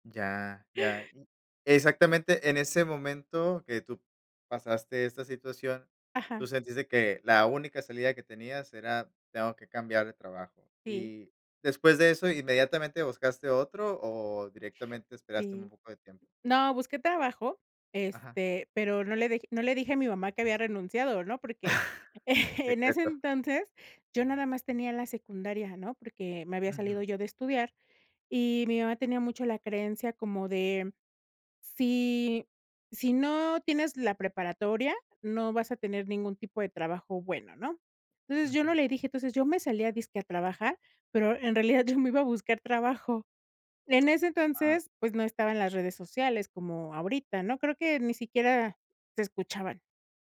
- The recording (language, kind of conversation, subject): Spanish, podcast, ¿Cuál fue tu primer trabajo y qué aprendiste ahí?
- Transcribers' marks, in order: chuckle; laughing while speaking: "yo"